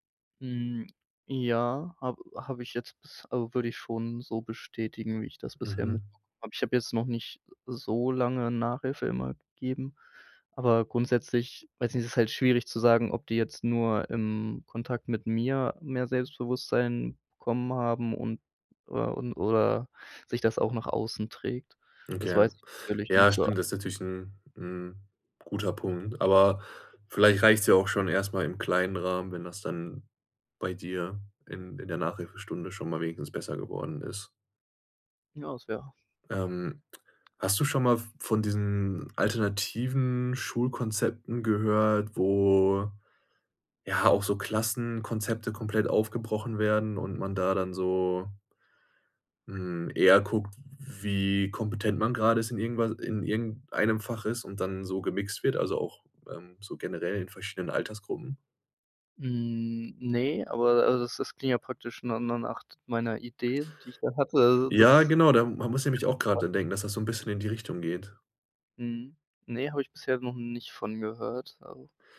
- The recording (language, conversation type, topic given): German, podcast, Was könnte die Schule im Umgang mit Fehlern besser machen?
- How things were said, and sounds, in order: stressed: "so"; "nach" said as "nacht"; unintelligible speech